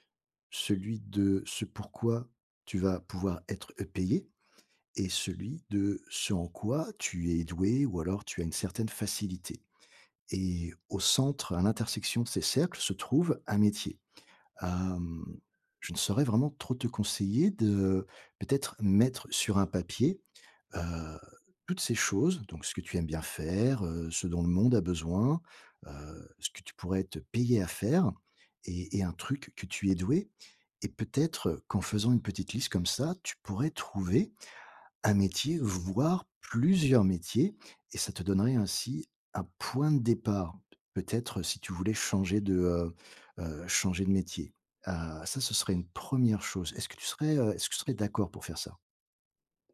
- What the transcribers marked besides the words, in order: none
- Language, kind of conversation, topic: French, advice, Comment rebondir après une perte d’emploi soudaine et repenser sa carrière ?